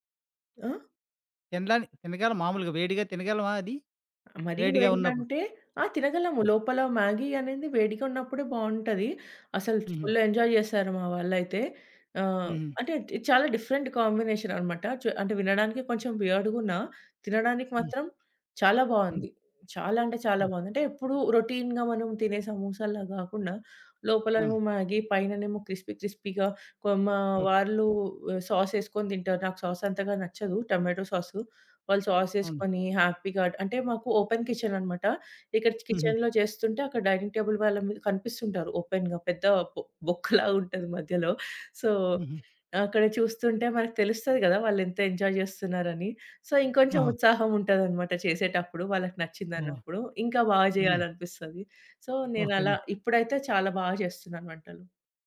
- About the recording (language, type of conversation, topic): Telugu, podcast, మీకు గుర్తున్న మొదటి వంట జ్ఞాపకం ఏమిటి?
- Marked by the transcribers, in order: other background noise; in English: "ఫుల్ ఎంజాయ్"; in English: "డిఫరెంట్ కాంబినేషన్"; in English: "రొటీన్‌గా"; in English: "క్రిస్పీ క్రిస్పీగా"; in English: "సాస్"; in English: "సాస్"; tapping; in English: "టొమాటో సాస్"; in English: "సాస్"; in English: "హ్యాపీగా"; in English: "ఓపెన్ కిచెన్"; in English: "కిచెన్‌లో"; in English: "డైనింగ్ టేబుల్"; in English: "ఓపెన్‌గా"; in English: "సో"; in English: "ఎంజాయ్"; in English: "సో"; in English: "సో"